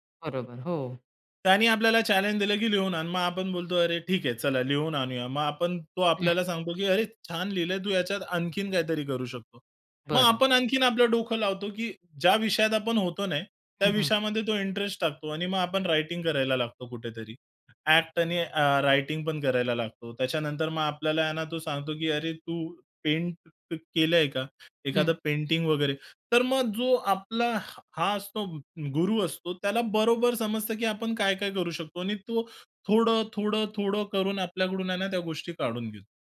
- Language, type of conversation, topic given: Marathi, podcast, तुम्ही मेंटर निवडताना कोणत्या गोष्टी लक्षात घेता?
- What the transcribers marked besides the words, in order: none